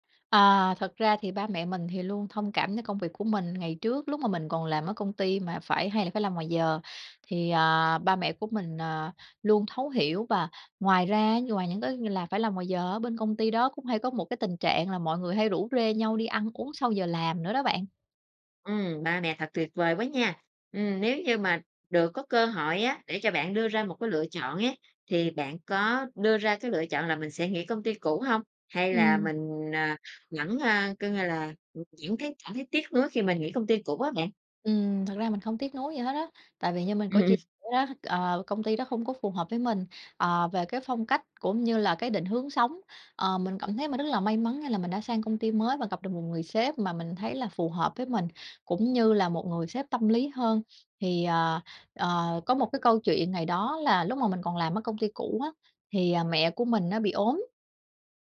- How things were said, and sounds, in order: tapping
- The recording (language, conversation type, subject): Vietnamese, podcast, Bạn cân bằng giữa gia đình và công việc ra sao khi phải đưa ra lựa chọn?